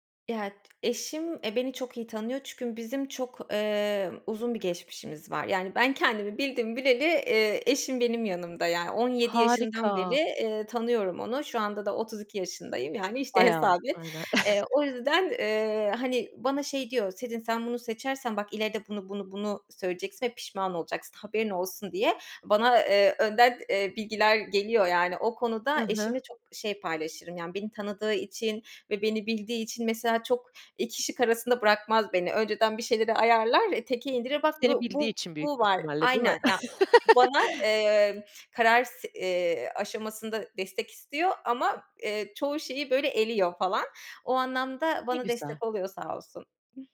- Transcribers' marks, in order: unintelligible speech; "beri" said as "beli"; chuckle; other background noise; laugh; other noise
- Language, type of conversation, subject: Turkish, podcast, Basit seçimler bile zor geliyorsa ne yaparsın?